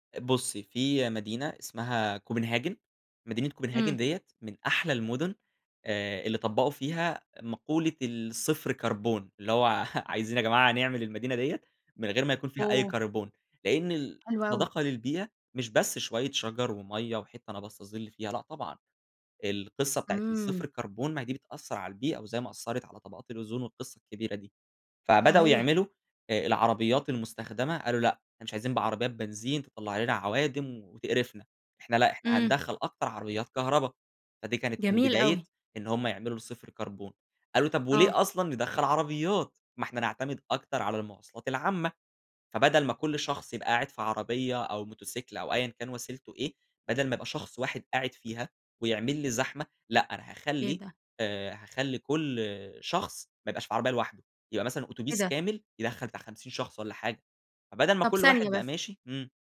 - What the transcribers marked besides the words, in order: tapping
- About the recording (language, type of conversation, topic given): Arabic, podcast, إزاي نخلي المدن عندنا أكتر خضرة من وجهة نظرك؟